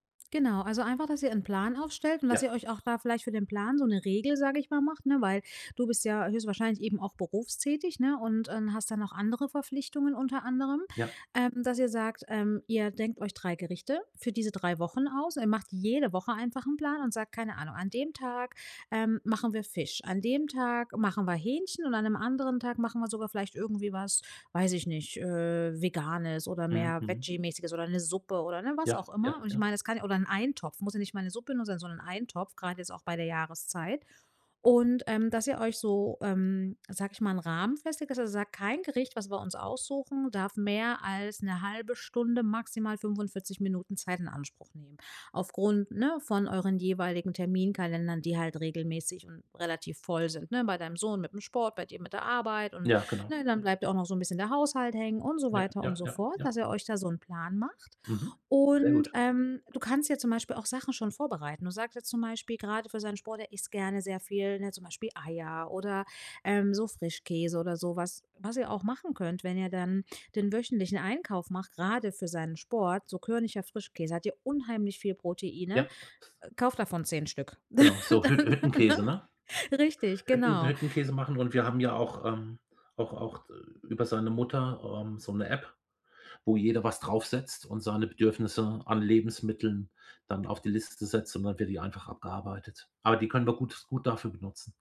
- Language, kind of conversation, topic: German, advice, Wie plane ich schnell gesunde Mahlzeiten für eine hektische Woche?
- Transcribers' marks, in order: stressed: "jede"; stressed: "Eintopf"; other background noise; stressed: "unheimlich"; laugh